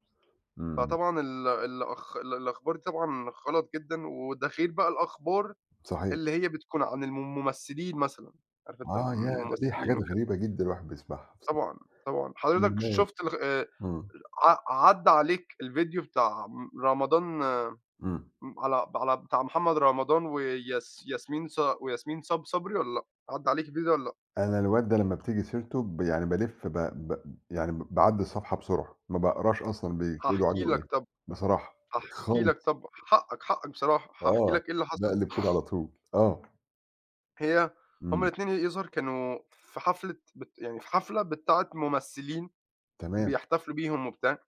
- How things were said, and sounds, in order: unintelligible speech; other background noise; tapping
- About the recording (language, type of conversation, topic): Arabic, unstructured, إيه رأيك في تأثير الأخبار اليومية على حياتنا؟